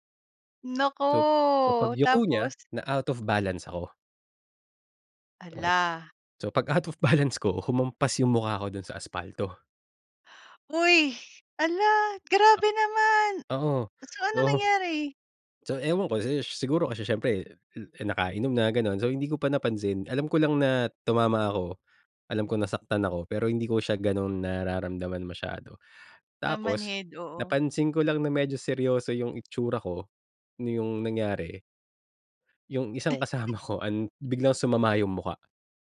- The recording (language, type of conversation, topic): Filipino, podcast, Paano mo pinagyayaman ang matagal na pagkakaibigan?
- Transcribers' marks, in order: drawn out: "Naku"; in English: "out of balance"; in English: "pag-out of balance"; surprised: "Hoy, hala grabe naman, so ano nangyari?"; chuckle